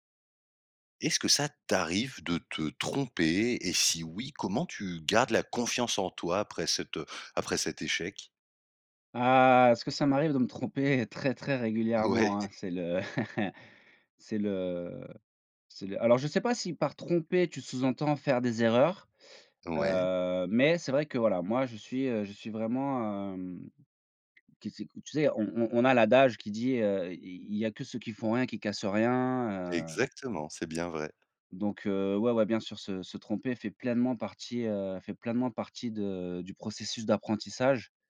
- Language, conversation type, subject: French, podcast, Quand tu fais une erreur, comment gardes-tu confiance en toi ?
- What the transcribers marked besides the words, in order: stressed: "Ah"; laughing while speaking: "tromper ?"; laughing while speaking: "Ouais"; chuckle; tapping